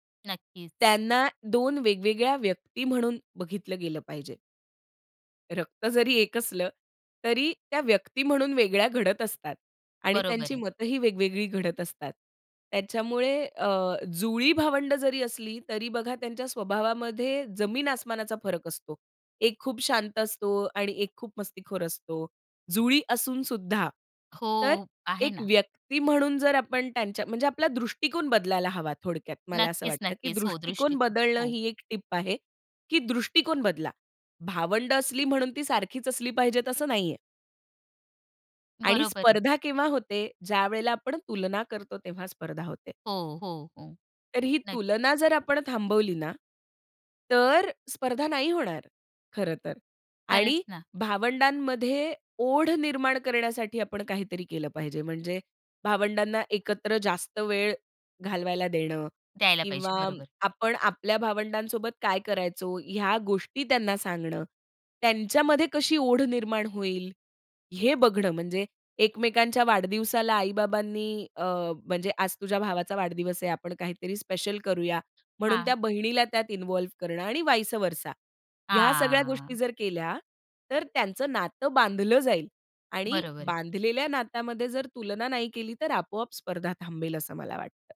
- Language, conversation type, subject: Marathi, podcast, भावंडांमध्ये स्पर्धा आणि सहकार्य कसं होतं?
- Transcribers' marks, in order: other background noise; in English: "वाइसअव्हरसा"